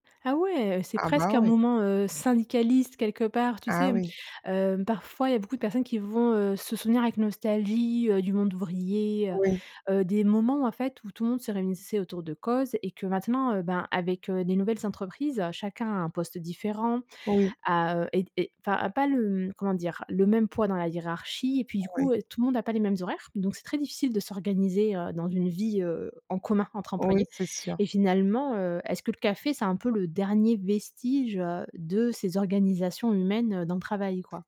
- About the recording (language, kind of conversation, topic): French, podcast, Qu'est-ce qui te plaît quand tu partages un café avec quelqu'un ?
- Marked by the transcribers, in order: stressed: "commun"